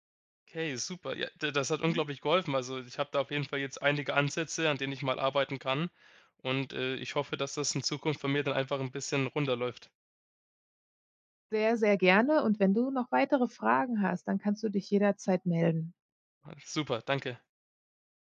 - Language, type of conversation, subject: German, advice, Warum fehlt mir die Motivation, regelmäßig Sport zu treiben?
- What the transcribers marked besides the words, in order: other noise